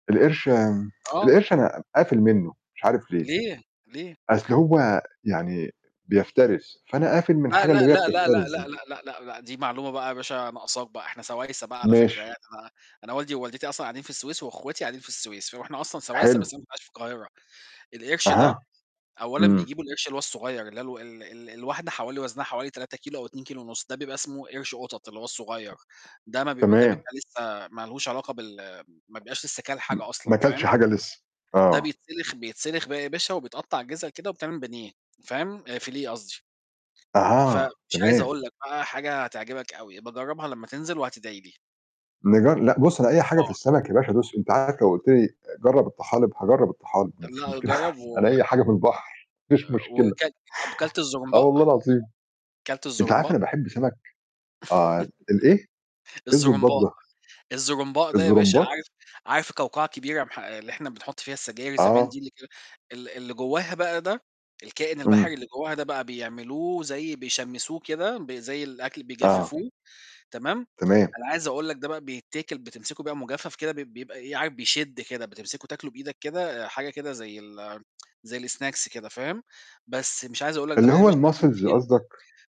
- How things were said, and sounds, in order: tsk; tapping; distorted speech; other background noise; other noise; chuckle; laughing while speaking: "ما فيش مشكلة"; laugh; tsk; in English: "الsnacks"; in English: "الMuscles"; unintelligible speech
- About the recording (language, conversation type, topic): Arabic, unstructured, إنت مع ولا ضد منع بيع الأكل السريع في المدارس؟